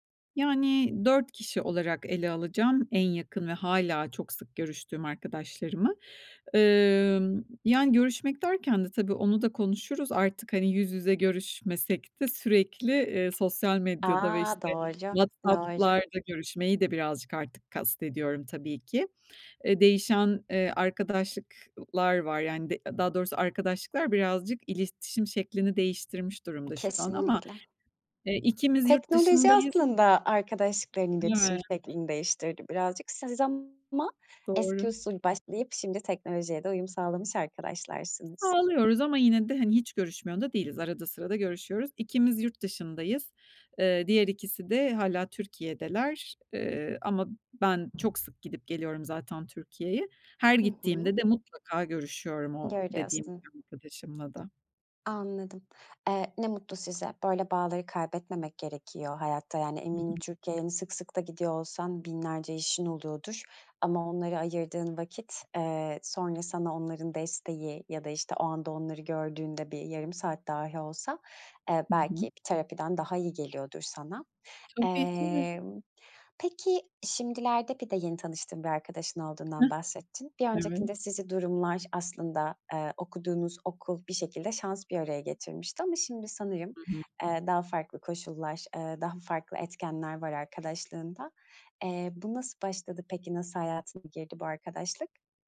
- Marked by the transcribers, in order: other background noise; tapping; other noise; unintelligible speech
- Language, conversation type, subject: Turkish, podcast, Uzun süren arkadaşlıkları nasıl canlı tutarsın?